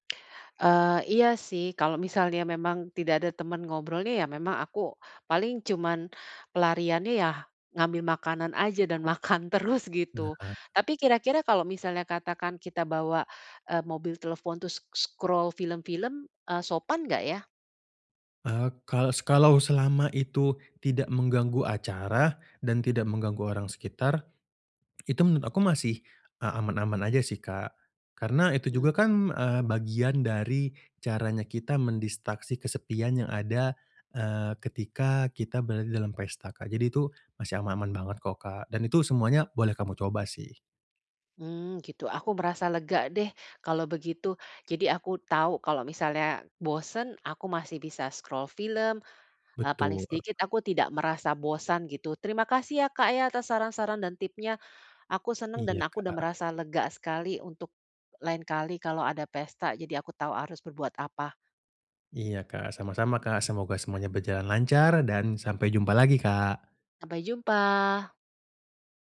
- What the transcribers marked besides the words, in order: laughing while speaking: "makan terus"; in English: "scroll"; in English: "scroll"; in English: "tipsnya"
- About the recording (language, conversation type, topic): Indonesian, advice, Bagaimana caranya agar saya merasa nyaman saat berada di pesta?